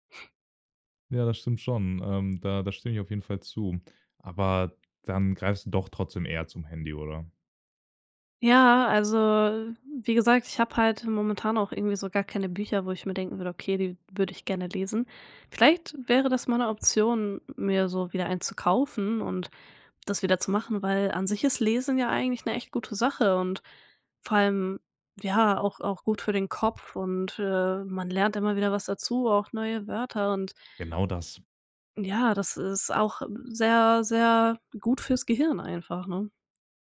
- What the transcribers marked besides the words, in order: none
- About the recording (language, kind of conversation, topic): German, podcast, Welches Medium hilft dir besser beim Abschalten: Buch oder Serie?